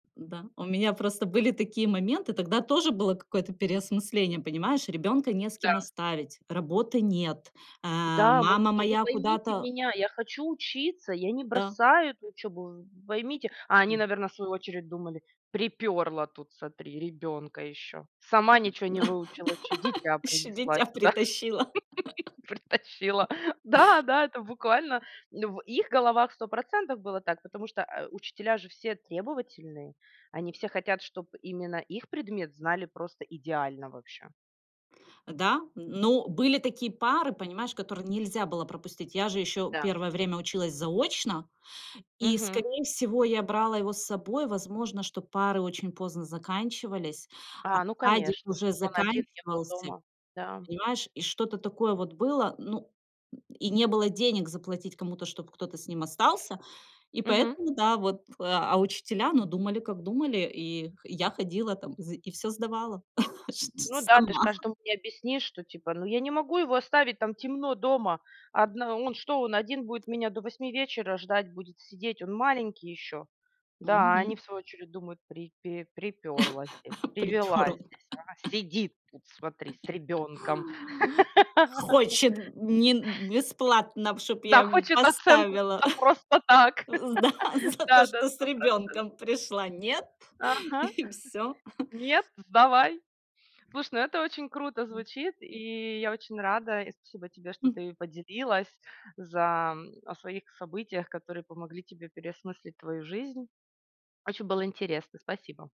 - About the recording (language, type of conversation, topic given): Russian, podcast, Какие события заставили тебя переосмыслить свою жизнь?
- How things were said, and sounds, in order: tapping; other background noise; laugh; laughing while speaking: "Ещё дитя притащила"; laugh; laughing while speaking: "притащила"; laugh; laugh; laughing while speaking: "чт ч сама"; laugh; laughing while speaking: "Припёрло"; put-on voice: "Припе припёрлась те привилась здесь, а сидит тут, смотри, с ребёнком"; laugh; put-on voice: "Хочет, м, нин бесплатно, чтоб … с ребёнком пришла"; laugh; laugh; laughing while speaking: "за то, что с ребёнком пришла. Нет, и всё"; chuckle; laugh